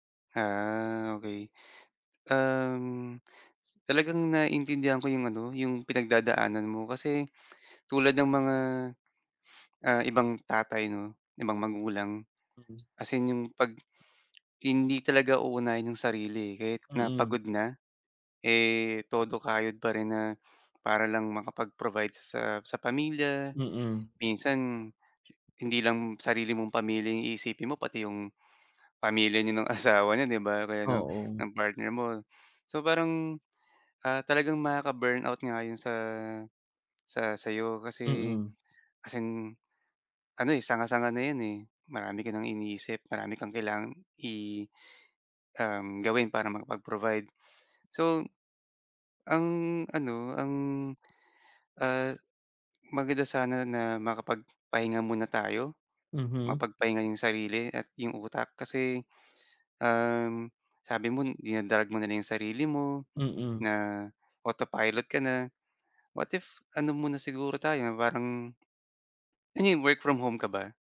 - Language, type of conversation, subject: Filipino, advice, Paano ko malalampasan ang takot na mabigo nang hindi ko nawawala ang tiwala at pagpapahalaga sa sarili?
- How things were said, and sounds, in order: other background noise; tapping